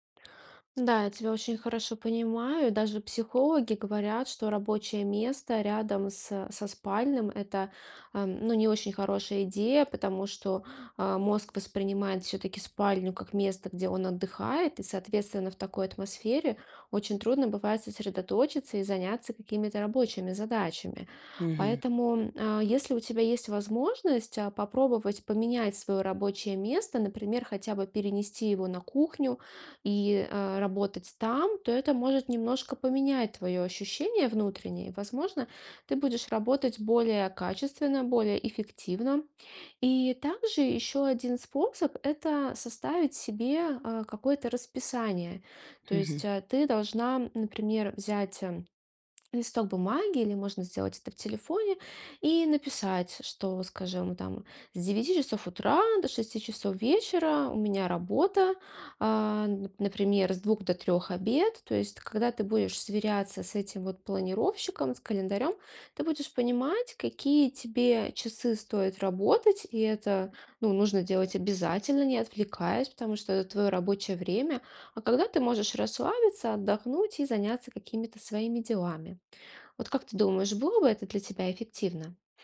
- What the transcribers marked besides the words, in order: tapping; other background noise
- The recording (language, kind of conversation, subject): Russian, advice, Как прошёл ваш переход на удалённую работу и как изменился ваш распорядок дня?